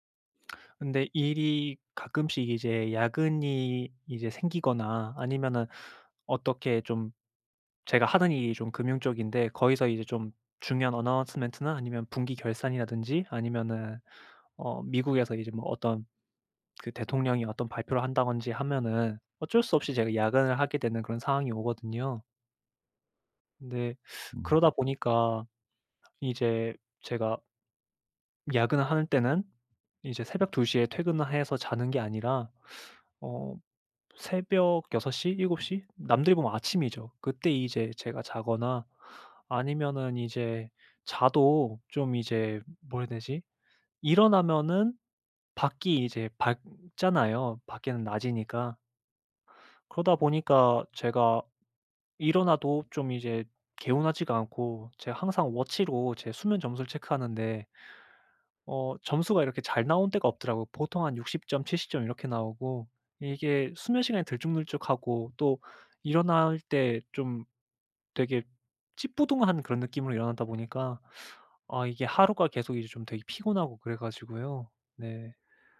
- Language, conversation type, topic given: Korean, advice, 아침에 더 개운하게 일어나려면 어떤 간단한 방법들이 있을까요?
- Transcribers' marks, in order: put-on voice: "announcement나"; in English: "announcement나"; "한다든지" said as "한다건지"; teeth sucking; tapping